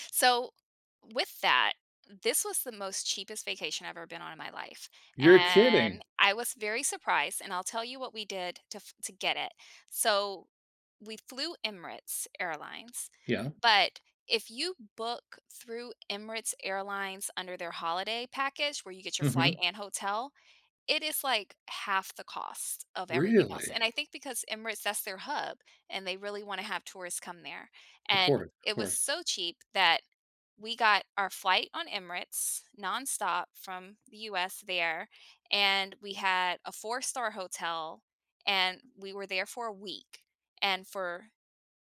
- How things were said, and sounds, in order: surprised: "You're kidding!"
- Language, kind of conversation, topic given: English, unstructured, What is the most surprising place you have ever visited?